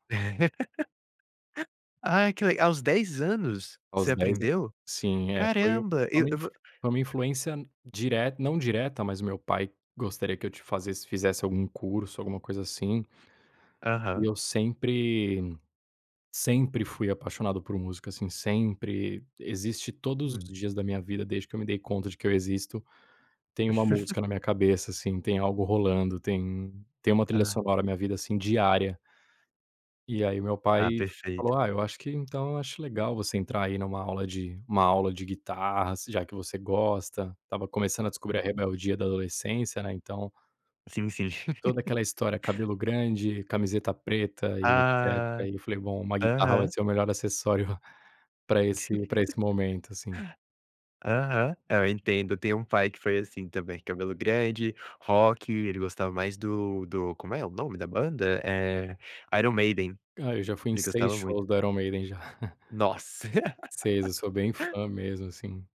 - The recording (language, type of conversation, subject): Portuguese, podcast, Como você usa playlists para guardar memórias?
- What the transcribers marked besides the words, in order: laugh; giggle; tapping; giggle; giggle; giggle; laugh